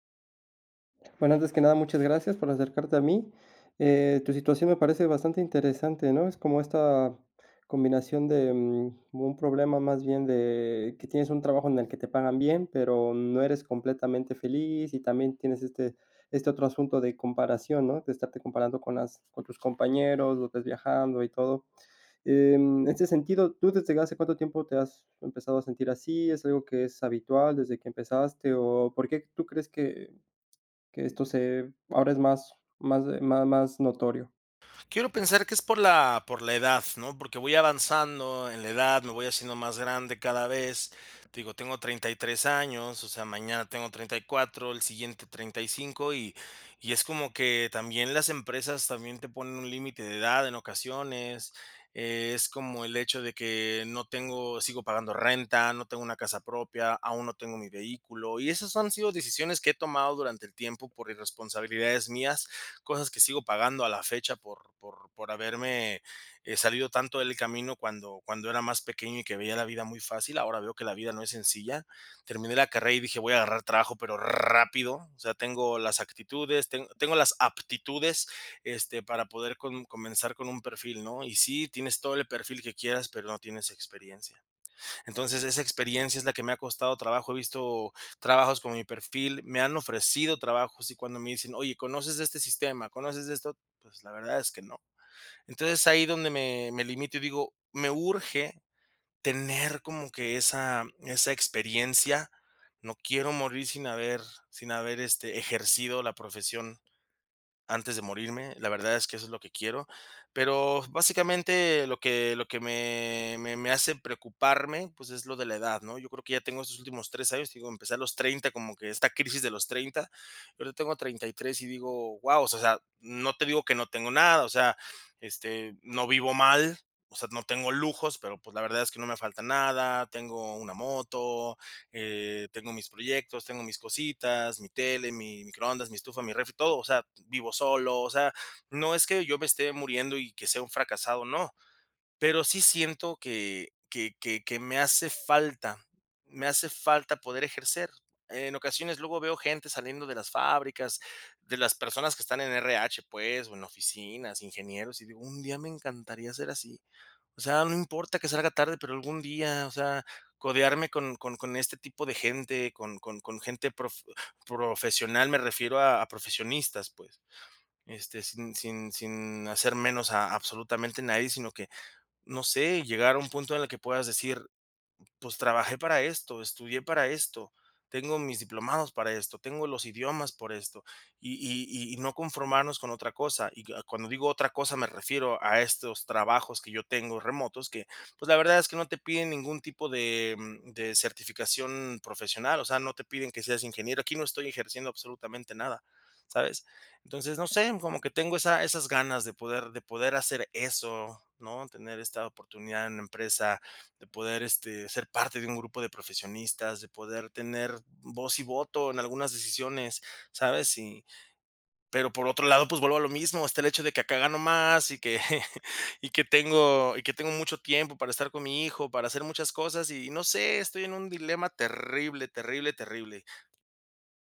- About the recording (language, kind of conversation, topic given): Spanish, advice, ¿Cómo puedo aclarar mis metas profesionales y saber por dónde empezar?
- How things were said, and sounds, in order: stressed: "rápido"; chuckle